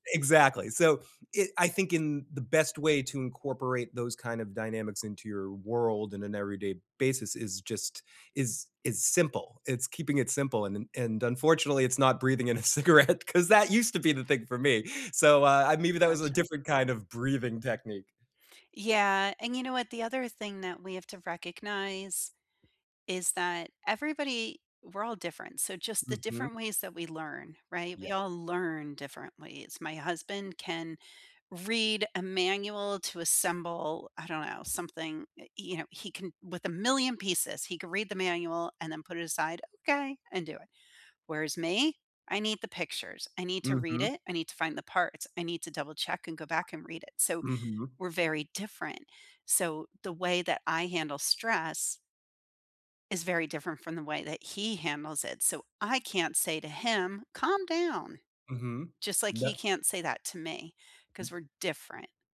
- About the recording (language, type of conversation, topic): English, unstructured, How can breathing techniques reduce stress and anxiety?
- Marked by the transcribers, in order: tapping; laughing while speaking: "a cigarette 'cause that used to be the thing for me"; other background noise; stressed: "million"